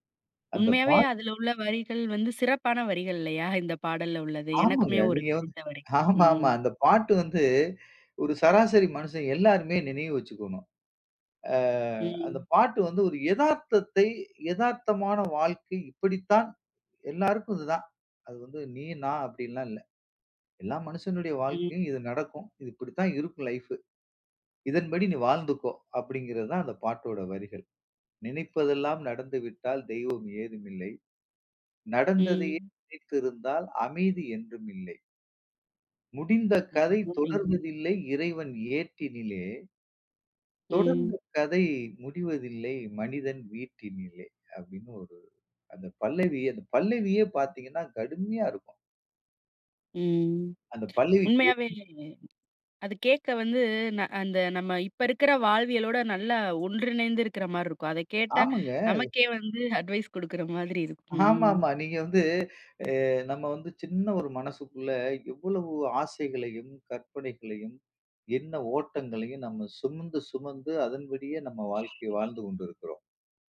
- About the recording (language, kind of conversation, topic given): Tamil, podcast, நினைவுகளை மீண்டும் எழுப்பும் ஒரு பாடலைப் பகிர முடியுமா?
- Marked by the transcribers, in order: other noise; laughing while speaking: "ஆமாமா"; other background noise; in English: "லைஃப்"; unintelligible speech; in English: "அட்வைஸ்"; laughing while speaking: "ஆமாமா"